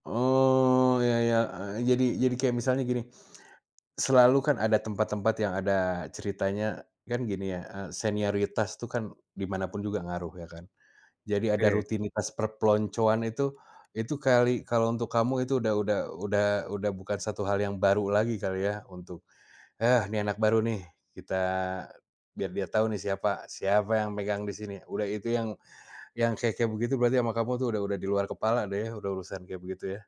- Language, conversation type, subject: Indonesian, podcast, Ceritakan momen kecil apa yang mengubah cara pandangmu tentang hidup?
- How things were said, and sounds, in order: none